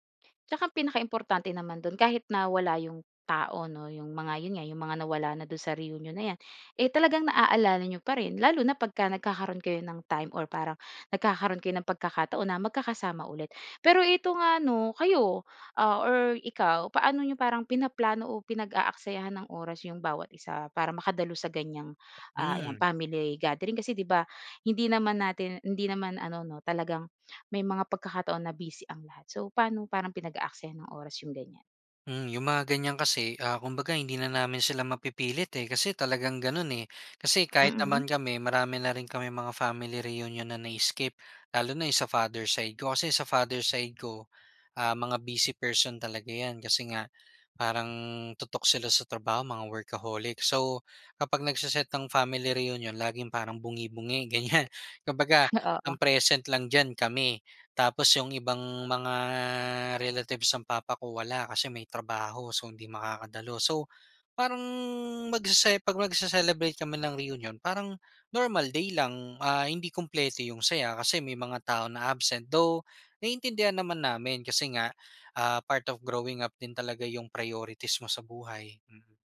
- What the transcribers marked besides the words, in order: in English: "workaholic"; other background noise; laughing while speaking: "ganyan"; drawn out: "mga"; drawn out: "parang"
- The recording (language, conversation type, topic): Filipino, podcast, Ano ang pinaka-hindi mo malilimutang pagtitipon ng pamilya o reunion?